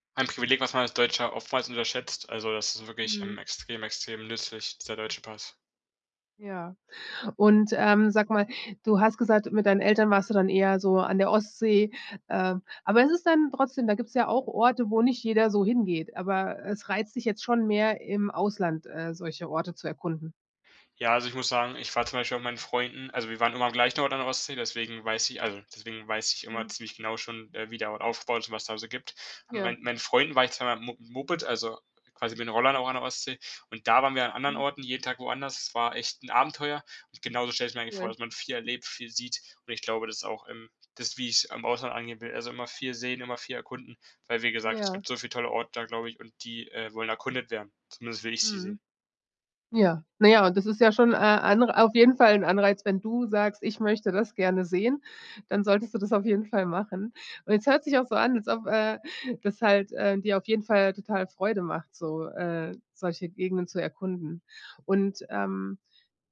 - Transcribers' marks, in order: joyful: "andere wenn du sagst, ich … äh, das halt"
- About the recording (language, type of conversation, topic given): German, podcast, Wer hat dir einen Ort gezeigt, den sonst niemand kennt?